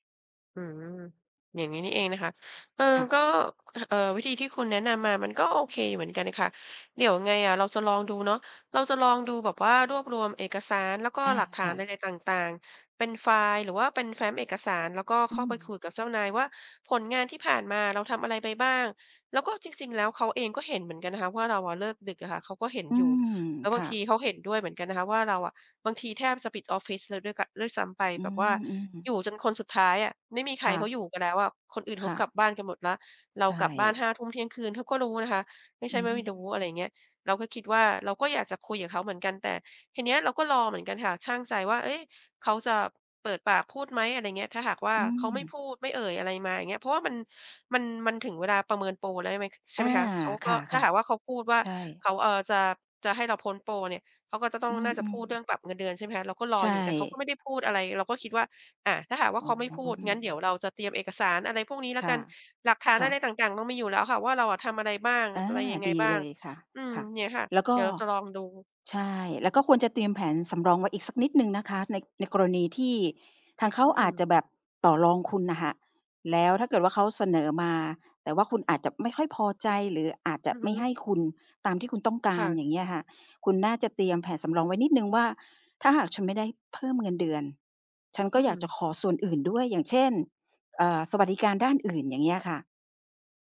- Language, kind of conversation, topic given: Thai, advice, ฉันควรขอขึ้นเงินเดือนอย่างไรดีถ้ากลัวว่าจะถูกปฏิเสธ?
- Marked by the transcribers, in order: other noise; other background noise